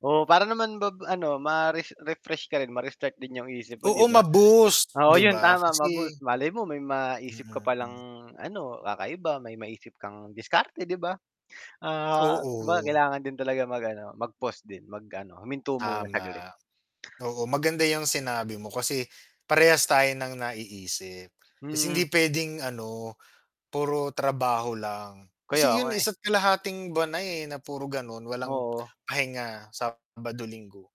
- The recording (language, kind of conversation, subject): Filipino, unstructured, Ano ang mga pangarap mo sa buhay na gusto mong makamit?
- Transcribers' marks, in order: other background noise; tongue click; tapping; distorted speech